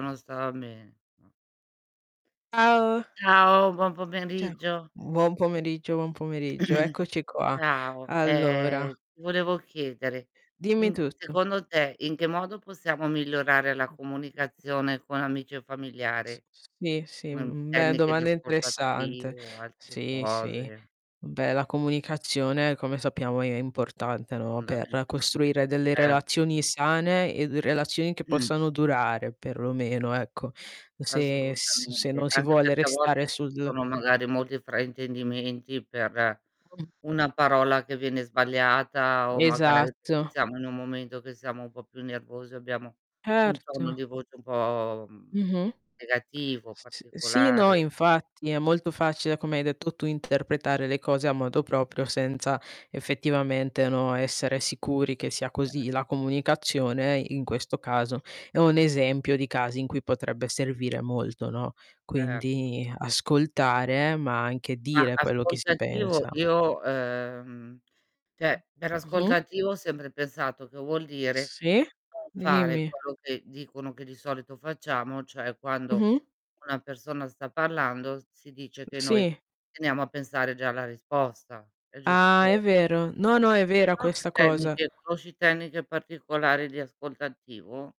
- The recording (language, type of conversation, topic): Italian, unstructured, In che modo possiamo migliorare la comunicazione con amici e familiari?
- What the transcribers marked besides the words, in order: distorted speech; "Ciao" said as "ao"; "Ciao" said as "Cieo"; tapping; throat clearing; "tecniche" said as "tenniche"; "Assolutamente" said as "Asolutamente"; "abbiamo" said as "obbiamo"; static; unintelligible speech; other background noise; "cioè" said as "ceh"; "giusto" said as "giusso"; "tecniche" said as "tenniche"; "tecniche" said as "tenniche"